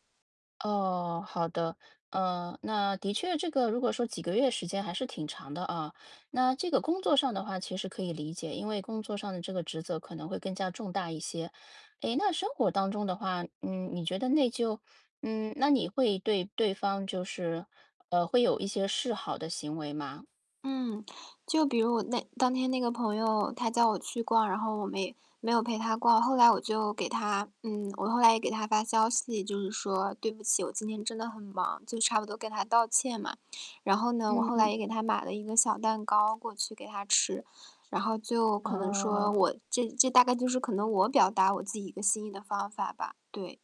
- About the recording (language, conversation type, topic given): Chinese, advice, 我怎样才能不被内疚感左右？
- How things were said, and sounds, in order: static; distorted speech; other background noise